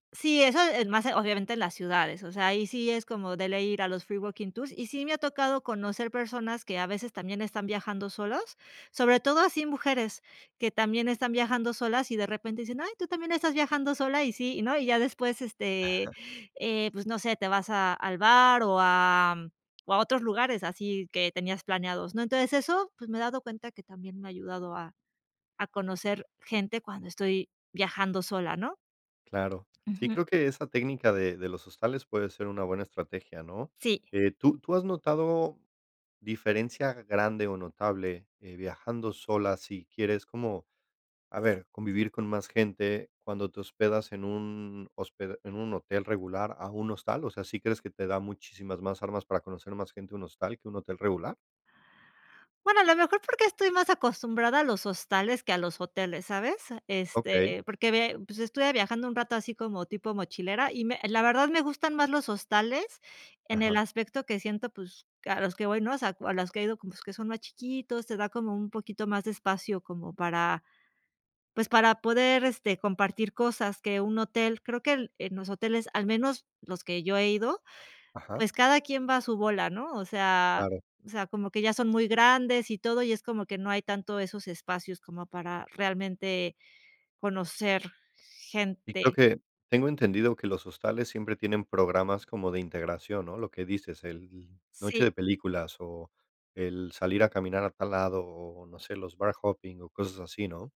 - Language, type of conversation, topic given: Spanish, podcast, ¿Qué haces para conocer gente nueva cuando viajas solo?
- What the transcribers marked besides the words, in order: in English: "free walking tours"; chuckle